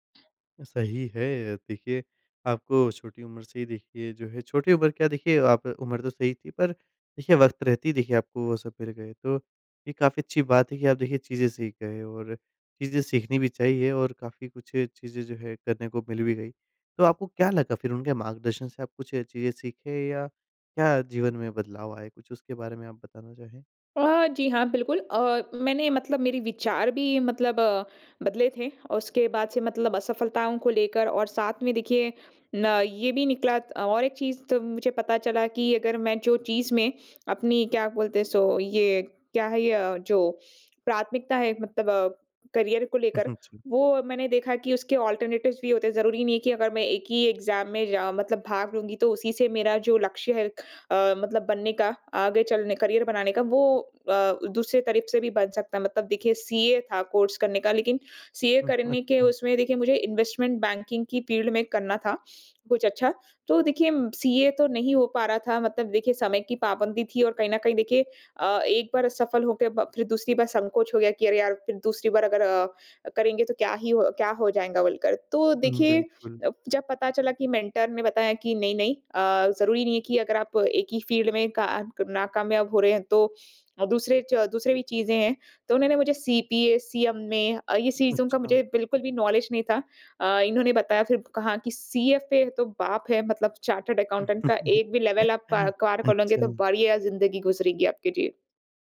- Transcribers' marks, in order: in English: "करियर"; in English: "अल्टरनेटिव्स"; in English: "एग्जाम"; in English: "करियर"; in English: "कोर्स"; in English: "इन्वेस्टमेंट बैंकिंग"; in English: "फ़ील्ड"; sniff; in English: "मेंटर"; in English: "फील्ड"; in English: "नॉलेज"; laugh; in English: "लेवल"
- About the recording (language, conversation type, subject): Hindi, podcast, मेंटर चुनते समय आप किन बातों पर ध्यान देते हैं?